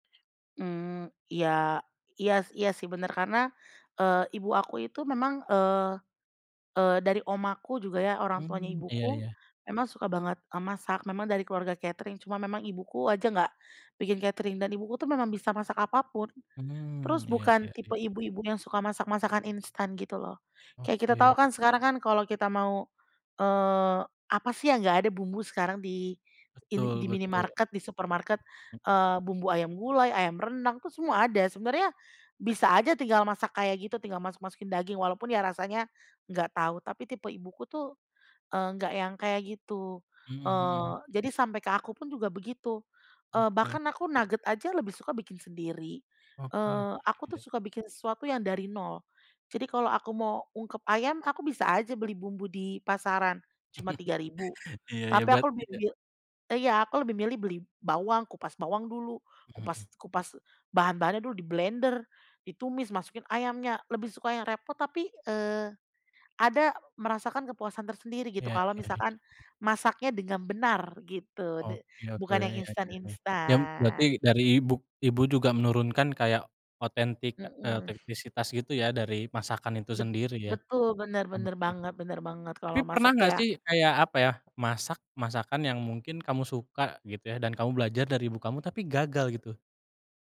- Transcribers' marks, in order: other background noise; chuckle; tapping
- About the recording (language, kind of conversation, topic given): Indonesian, podcast, Bisa ceritakan resep sederhana yang selalu berhasil menenangkan suasana?